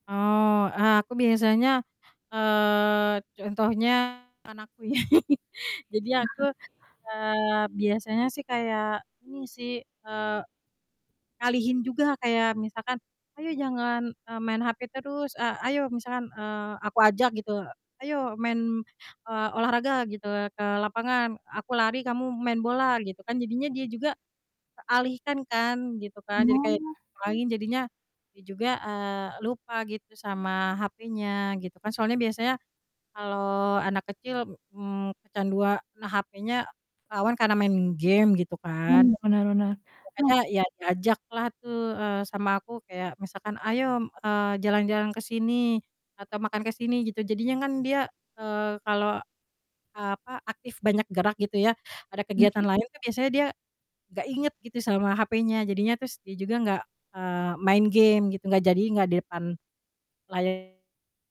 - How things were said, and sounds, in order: chuckle; other background noise; distorted speech
- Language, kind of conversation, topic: Indonesian, podcast, Bagaimana kamu mengatur waktu layar agar tidak kecanduan?